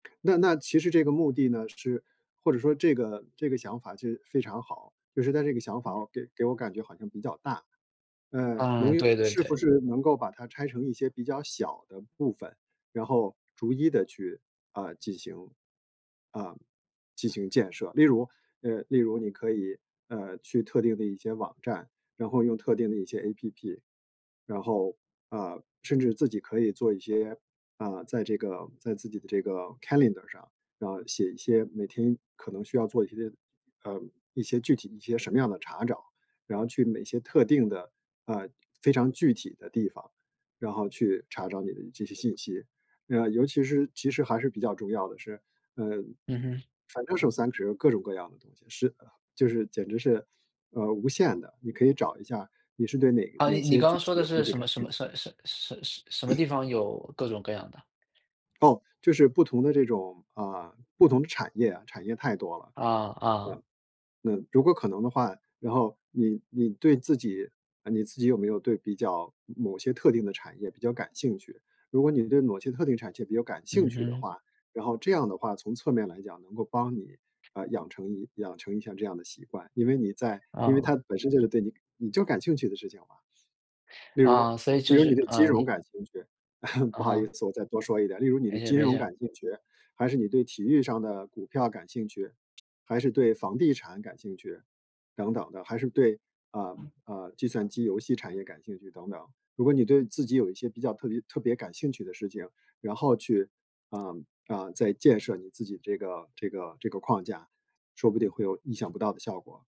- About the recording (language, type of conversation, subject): Chinese, advice, 为什么你开始新习惯后坚持了几周就放弃了？
- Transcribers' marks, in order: tapping; in English: "Calendar"; unintelligible speech; other background noise; cough; laugh